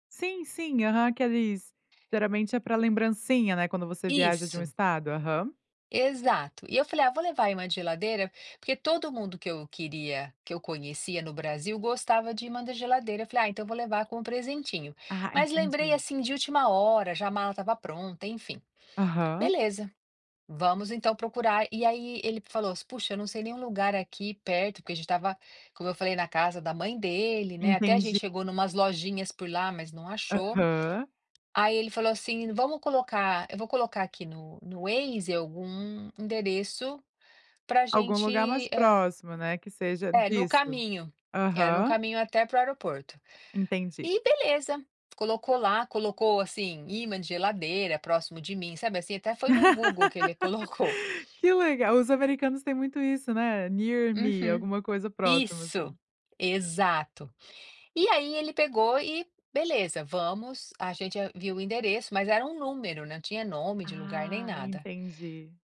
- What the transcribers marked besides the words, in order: tapping; laugh; in English: "Near me"
- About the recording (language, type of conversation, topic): Portuguese, podcast, Você já usou a tecnologia e ela te salvou — ou te traiu — quando você estava perdido?